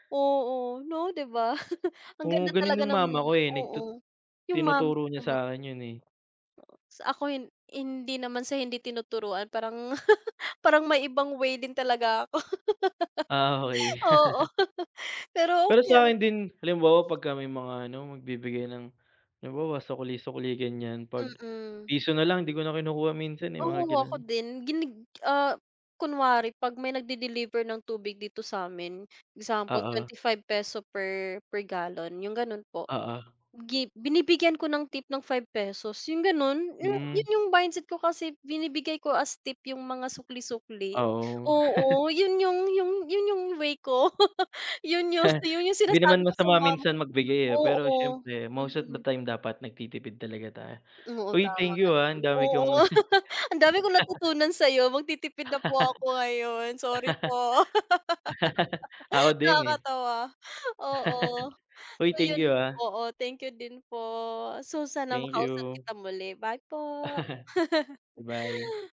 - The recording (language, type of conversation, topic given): Filipino, unstructured, Paano mo pinaplano ang iyong badyet buwan-buwan, at ano ang una mong naiisip kapag pinag-uusapan ang pagtitipid?
- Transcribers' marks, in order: chuckle; chuckle; laughing while speaking: "Ah, okey"; laugh; chuckle; chuckle; tapping; chuckle; laugh; laugh; laugh; giggle; giggle; laugh